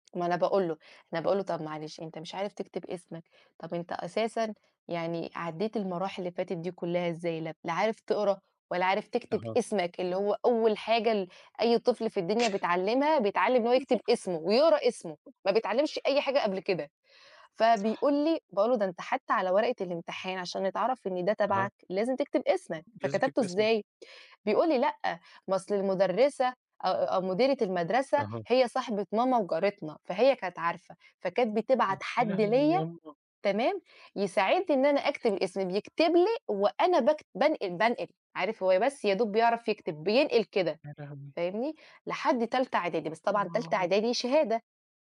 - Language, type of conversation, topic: Arabic, unstructured, هل التعليم المفروض يبقى مجاني لكل الناس؟
- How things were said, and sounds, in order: tapping; other noise; unintelligible speech